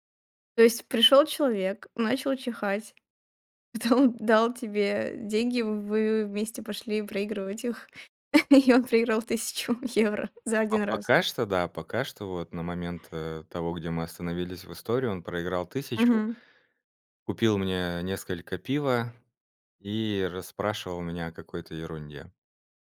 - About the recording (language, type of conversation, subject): Russian, podcast, Какая случайная встреча перевернула твою жизнь?
- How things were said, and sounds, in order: chuckle